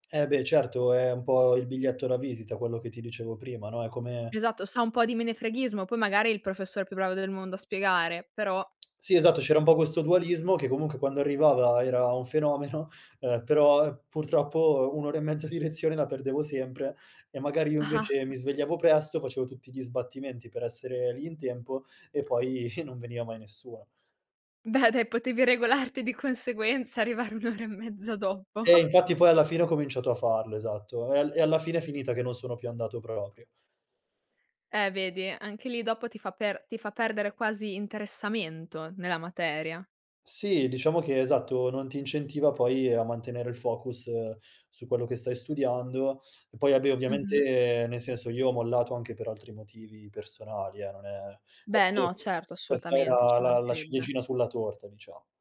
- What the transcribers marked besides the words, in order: "po'" said as "bo"; laughing while speaking: "fenomeno"; chuckle; chuckle; laughing while speaking: "Beh dai potevi regolarti di conseguenza, arrivare un'ora e mezzo dopo"; chuckle; "vabbè" said as "abbe"; unintelligible speech
- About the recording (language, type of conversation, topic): Italian, podcast, Che ruolo ha l'ascolto nel creare fiducia?